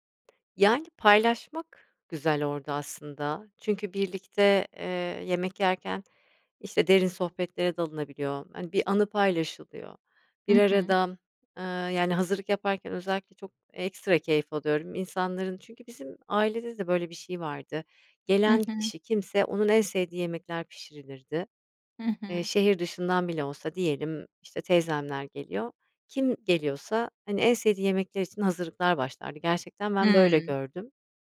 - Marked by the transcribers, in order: tapping
- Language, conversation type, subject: Turkish, podcast, Sevdiklerinizle yemek paylaşmanın sizin için anlamı nedir?